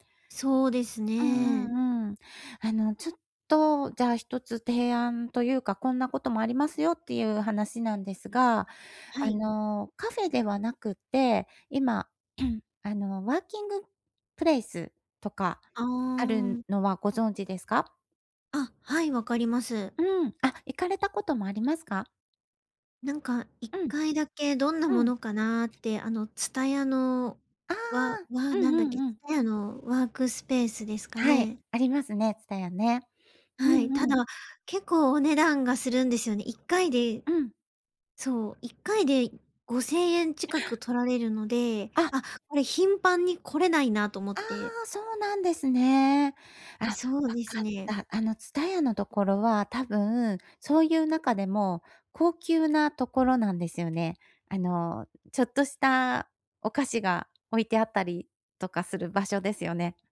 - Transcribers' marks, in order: throat clearing; gasp; surprised: "あ！"
- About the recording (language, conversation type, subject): Japanese, advice, 環境を変えることで創造性をどう刺激できますか？